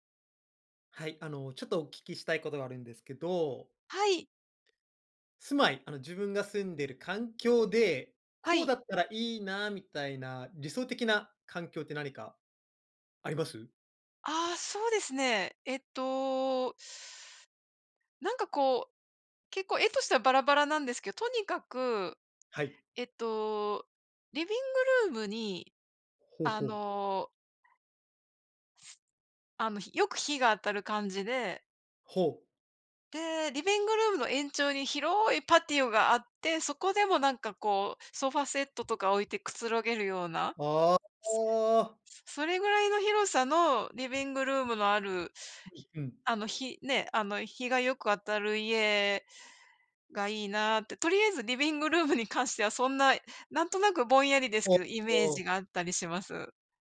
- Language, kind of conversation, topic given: Japanese, unstructured, あなたの理想的な住まいの環境はどんな感じですか？
- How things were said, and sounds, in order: other noise